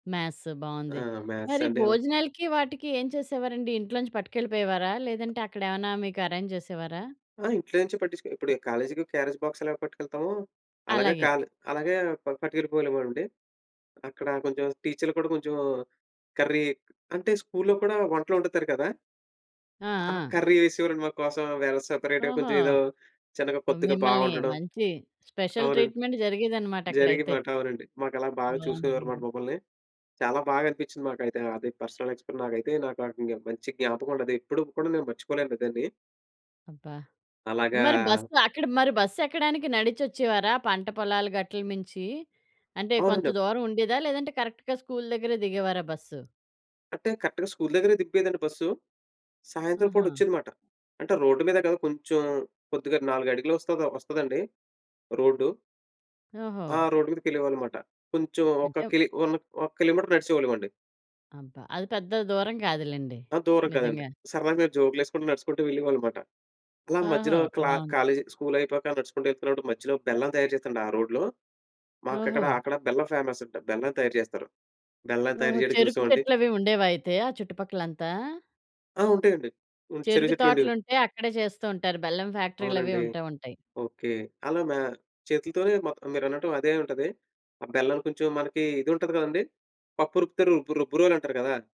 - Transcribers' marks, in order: in English: "మ్యాథ్స్"; tapping; in English: "బాక్స్"; in English: "కర్రీ"; in English: "స్కూ‌ల్‌లో"; in English: "కర్రీ"; in English: "సెపరేట్‌గా"; other background noise; in English: "స్పెషల్ ట్రీట్‌మెంట్"; in English: "పర్సనల్"; in English: "కరెక్ట్‌గా"; in English: "కరెక్ట్‌గా"; in English: "వన్"; in English: "కిలోమీటర్"
- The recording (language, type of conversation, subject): Telugu, podcast, పాఠశాల రోజుల్లో మీకు ఇప్పటికీ ఆనందంగా గుర్తుండిపోయే ఒక నేర్చుకున్న అనుభవాన్ని చెప్పగలరా?